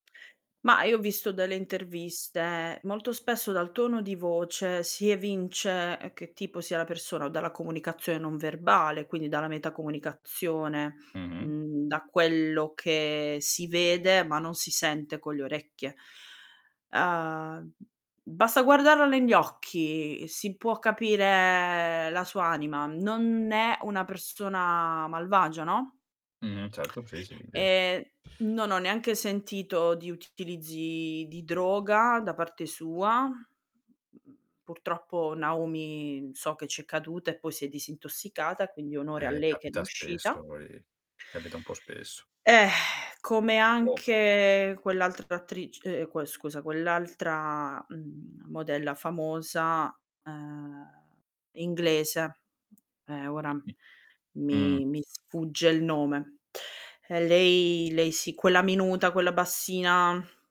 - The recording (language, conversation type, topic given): Italian, podcast, Chi sono le tue icone di stile e perché?
- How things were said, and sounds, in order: tapping; drawn out: "capire"; drawn out: "E"; unintelligible speech; distorted speech; other background noise; static; exhale; drawn out: "Mh"